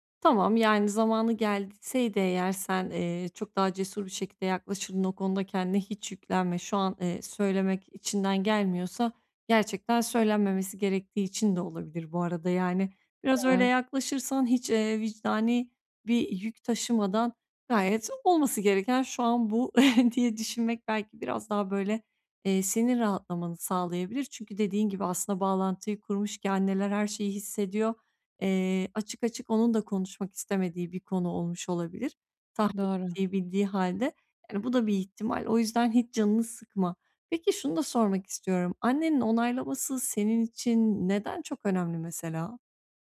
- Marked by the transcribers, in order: other background noise; chuckle
- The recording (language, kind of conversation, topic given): Turkish, advice, Özgünlüğüm ile başkaları tarafından kabul görme isteğim arasında nasıl denge kurabilirim?